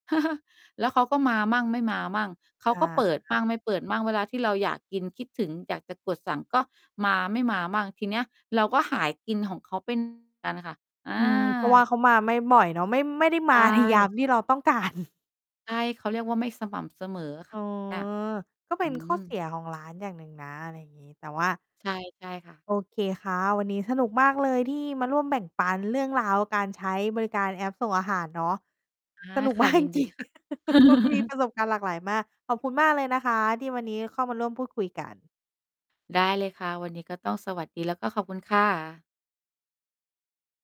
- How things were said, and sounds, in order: chuckle; distorted speech; laughing while speaking: "การ"; tapping; laughing while speaking: "มากจริง ๆ"; laugh; chuckle
- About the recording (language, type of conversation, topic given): Thai, podcast, แอปสั่งอาหารเดลิเวอรี่ส่งผลให้พฤติกรรมการกินของคุณเปลี่ยนไปอย่างไรบ้าง?